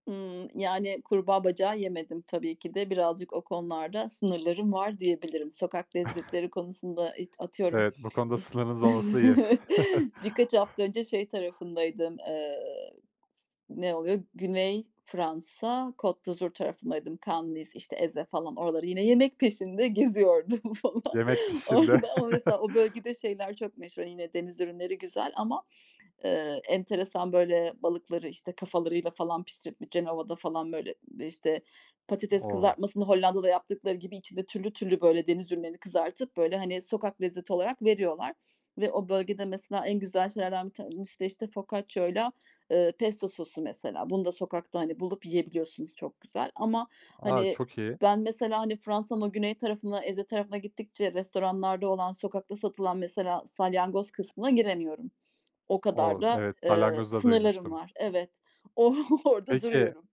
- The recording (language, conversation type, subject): Turkish, podcast, Sokak lezzetleri arasında en unutamadığın tat hangisiydi?
- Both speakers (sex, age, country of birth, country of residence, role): female, 40-44, Turkey, Germany, guest; male, 25-29, Turkey, Netherlands, host
- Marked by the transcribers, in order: other background noise; chuckle; chuckle; chuckle; chuckle; in Italian: "Focaccia'yla"; laughing while speaking: "orada duruyorum"